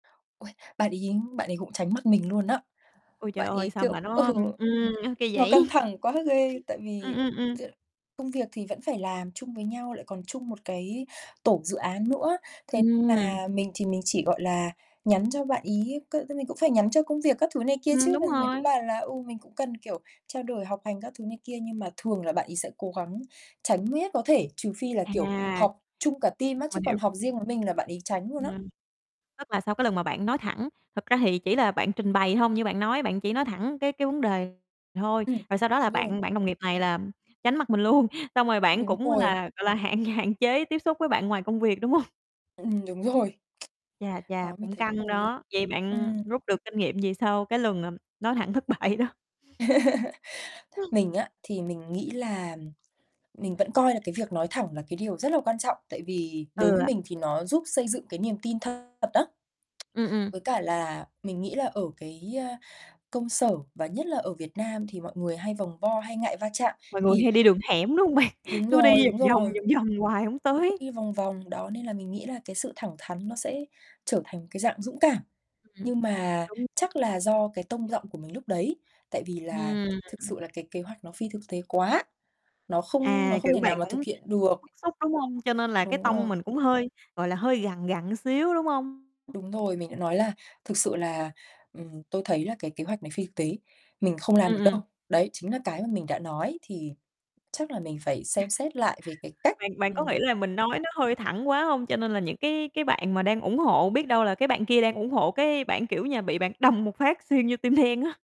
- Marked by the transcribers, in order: distorted speech; laughing while speaking: "vậy"; other background noise; in English: "team"; unintelligible speech; laughing while speaking: "luôn"; laughing while speaking: "hạn hạn"; tapping; laughing while speaking: "hông?"; laughing while speaking: "thất bại đó?"; laugh; other noise; tsk; unintelligible speech; laughing while speaking: "bạn?"; chuckle; static; laughing while speaking: "đen á"
- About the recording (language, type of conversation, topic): Vietnamese, podcast, Bạn nghĩ nói thẳng trong giao tiếp mang lại lợi hay hại?